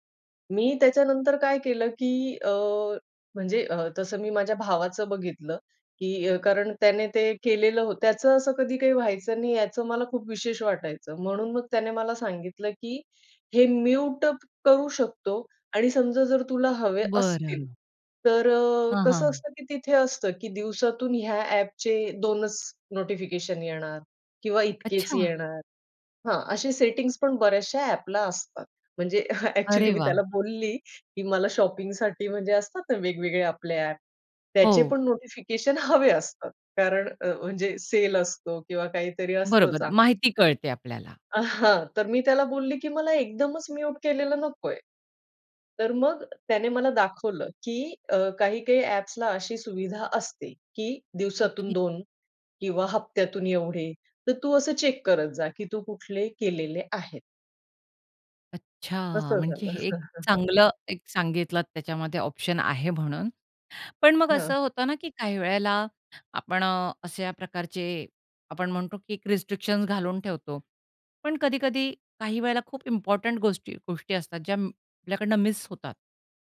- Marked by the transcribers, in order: in English: "म्यूट"; anticipating: "अच्छा!"; laughing while speaking: "अ‍ॅक्चुअली मी त्याला बोलली"; laughing while speaking: "आ, हां"; in English: "म्यूट"; chuckle; in English: "ऑप्शन"; in English: "रिस्ट्रिक्शन्स"
- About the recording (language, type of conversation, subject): Marathi, podcast, सूचनांवर तुम्ही नियंत्रण कसे ठेवता?